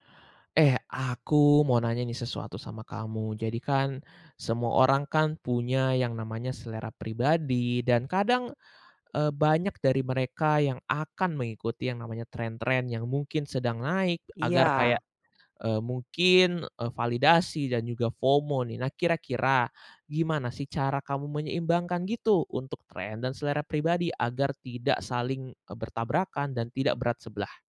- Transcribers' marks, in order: in English: "FOMO"
- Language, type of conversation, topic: Indonesian, podcast, Bagaimana kamu menyeimbangkan tren dengan selera pribadi?